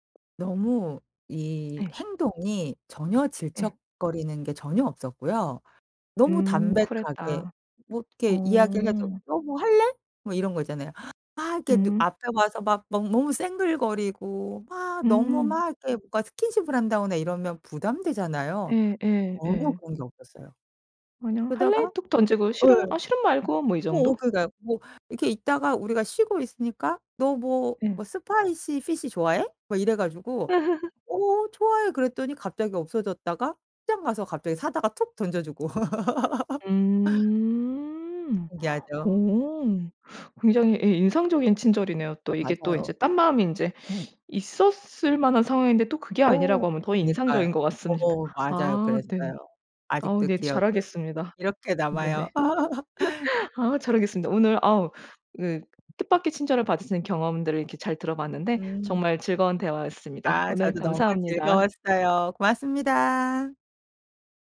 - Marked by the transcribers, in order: tapping; in English: "spicy fish"; laugh; laugh; gasp; laugh; laughing while speaking: "이렇게 남아요"; laugh; other background noise
- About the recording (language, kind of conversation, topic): Korean, podcast, 뜻밖의 친절을 받은 적이 있으신가요?